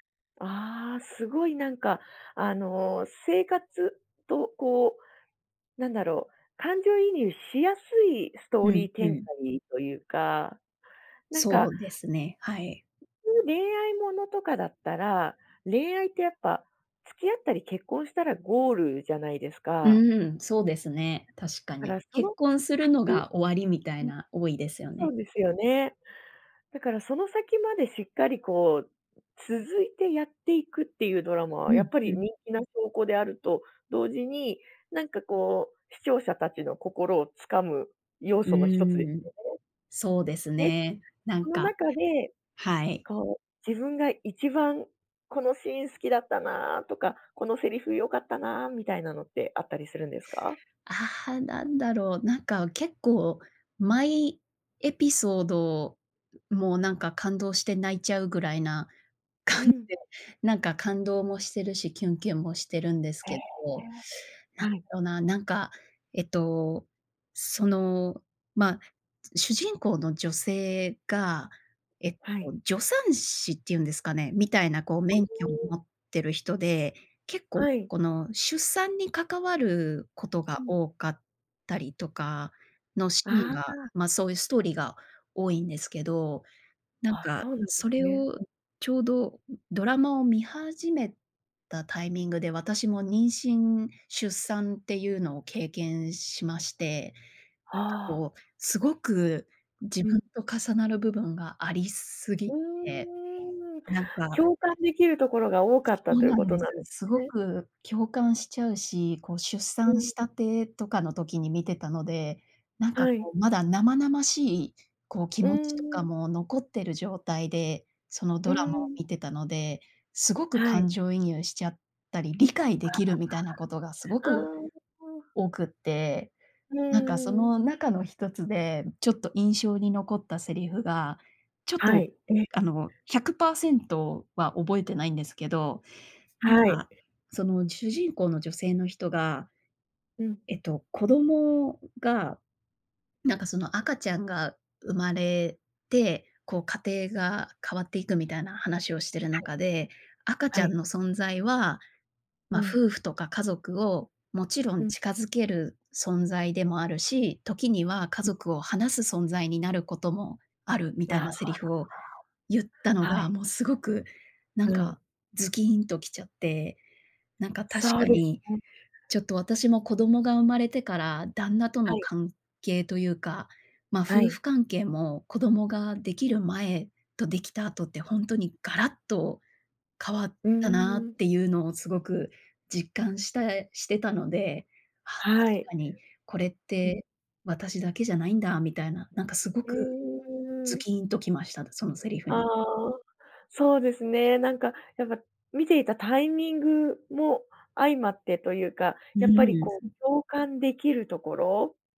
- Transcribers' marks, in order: other noise; other background noise; laughing while speaking: "感じで"; unintelligible speech; unintelligible speech; unintelligible speech
- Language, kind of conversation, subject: Japanese, podcast, 最近ハマっているドラマは、どこが好きですか？